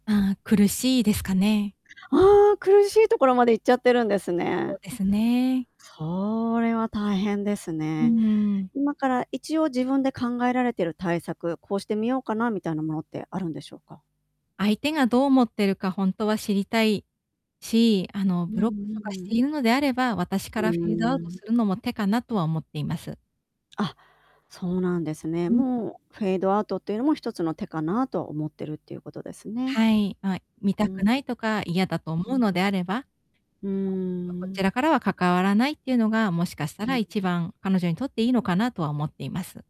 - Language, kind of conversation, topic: Japanese, advice, 期待に応えられないときの罪悪感に、どう対処すれば気持ちが楽になりますか？
- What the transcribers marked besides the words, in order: distorted speech; static; unintelligible speech